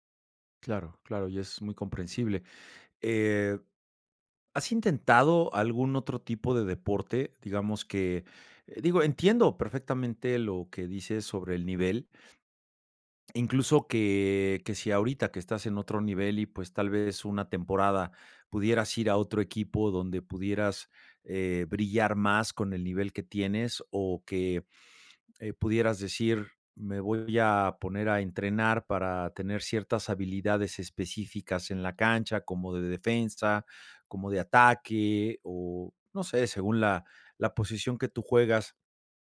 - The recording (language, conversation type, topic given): Spanish, advice, ¿Cómo puedo dejar de postergar y empezar a entrenar, aunque tenga miedo a fracasar?
- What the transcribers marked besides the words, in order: none